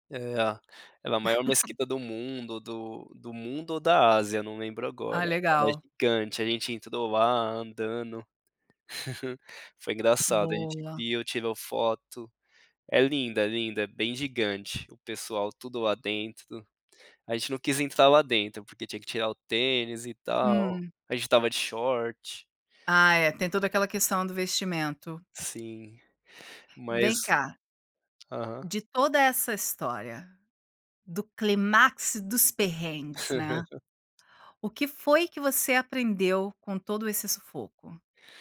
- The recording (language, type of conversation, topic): Portuguese, podcast, Me conta sobre uma viagem que despertou sua curiosidade?
- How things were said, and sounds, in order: laugh; laugh; "vestimento" said as "vestimenta"; laugh